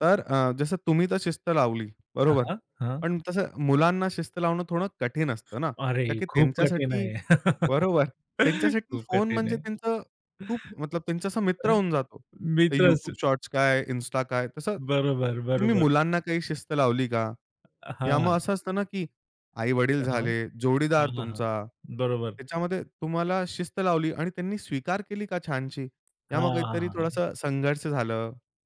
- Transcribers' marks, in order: other background noise; laugh; other noise; in English: "शॉर्ट्स"; drawn out: "हां"
- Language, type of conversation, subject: Marathi, podcast, तंत्रज्ञान आणि स्क्रीन टाइमबाबत तुमची काय शिस्त आहे?